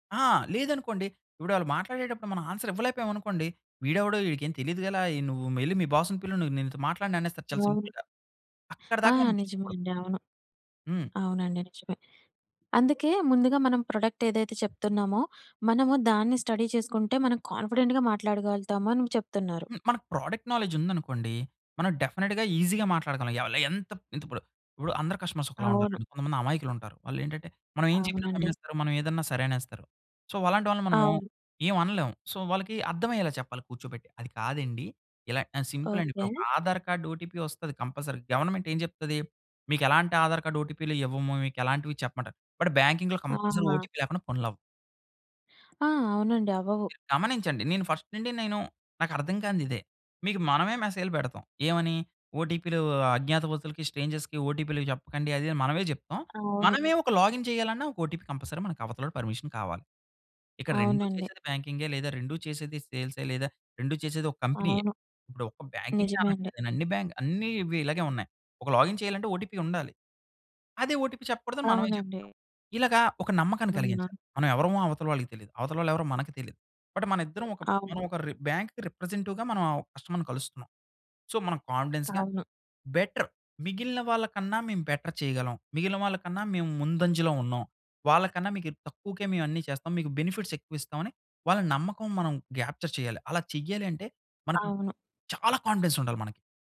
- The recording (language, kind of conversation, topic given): Telugu, podcast, రోజువారీ ఆత్మవిశ్వాసం పెంచే చిన్న అలవాట్లు ఏవి?
- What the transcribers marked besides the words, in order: in English: "ఆన్సర్"; in English: "బాస్‌ని"; in English: "సింపుల్‌గా"; in English: "స్టడీ"; in English: "కాన్ఫిడెంట్‌గా"; in English: "ప్రోడక్ట్ నాలెడ్జ్"; in English: "డెఫినిట్‌గా ఈజీగా"; in English: "కస్టమర్స్"; in English: "సో"; in English: "సో"; in English: "ఓటీపీ"; in English: "కంపల్సరీ. గవర్నమెంట్"; in English: "బట్, బ్యాంకింగ్‌లో కంపల్సరీ ఓటీపీ"; in English: "ఫస్ట్"; in English: "స్ట్రేంజర్స్‌కి"; in English: "లాగిన్"; in English: "ఓటీపీ కంపల్సరీ"; in English: "పర్మిషన్"; in English: "లాగిన్"; in English: "ఓటీపీ"; in English: "ఓటీపీ"; in English: "బట్"; other noise; in English: "రిప్రజెంటవ్‌గా"; in English: "కస్టమర్‌ని"; in English: "సో"; in English: "కాన్ఫిడెన్స్‌గా బెటర్"; in English: "బెటర్"; in English: "బెనిఫిట్స్"; in English: "గ్యాప్చర్"; stressed: "చాలా"; in English: "కాన్ఫిడెన్స్"